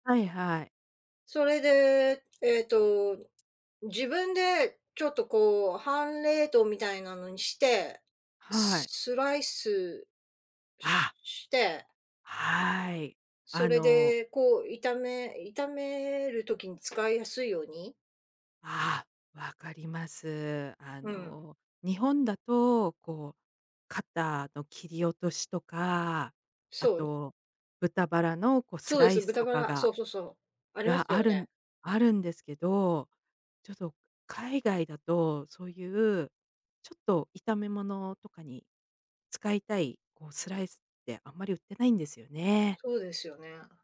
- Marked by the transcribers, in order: none
- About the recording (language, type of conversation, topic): Japanese, podcast, 手早く作れる夕飯のアイデアはありますか？